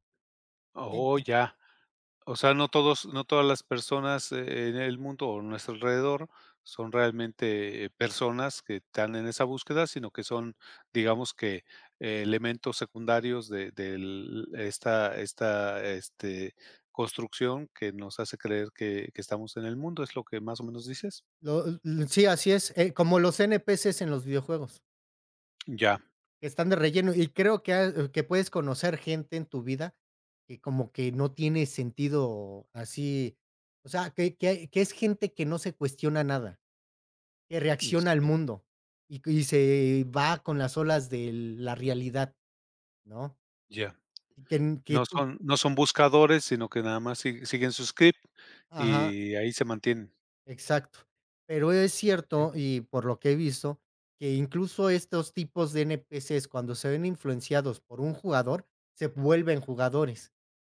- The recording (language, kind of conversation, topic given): Spanish, podcast, ¿De dónde sacas inspiración en tu día a día?
- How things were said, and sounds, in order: tapping